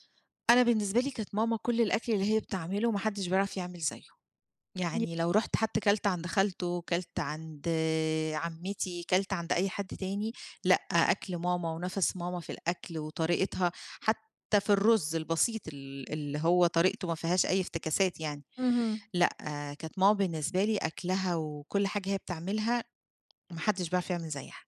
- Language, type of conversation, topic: Arabic, podcast, إيه أكتر أكلة من أكل البيت اتربّيت عليها ومابتزهقش منها؟
- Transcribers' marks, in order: none